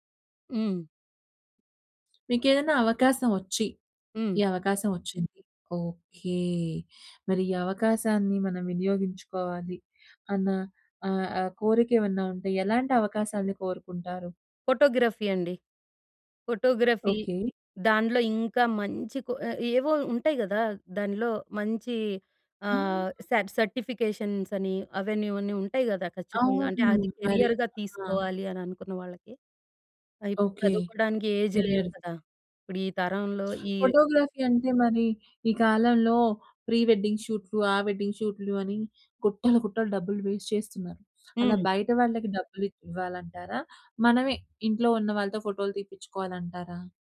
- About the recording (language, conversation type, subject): Telugu, podcast, పని, వ్యక్తిగత జీవితం రెండింటిని సమతుల్యం చేసుకుంటూ మీ హాబీకి సమయం ఎలా దొరకబెట్టుకుంటారు?
- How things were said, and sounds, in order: other background noise; in English: "ఫోటోగ్రఫీ"; in English: "ఫోటోగ్రఫీ"; "దాంట్లో" said as "దాండ్లో"; in English: "సర్టిఫికేషన్స్"; in English: "కెరియర్‌గా"; in English: "కెరియర్"; in English: "ఏజ్"; in English: "ఫోటోగ్రఫీ"; in English: "ప్రీ వెడ్డింగ్"; in English: "వెడ్డింగ్"; in English: "వేస్ట్"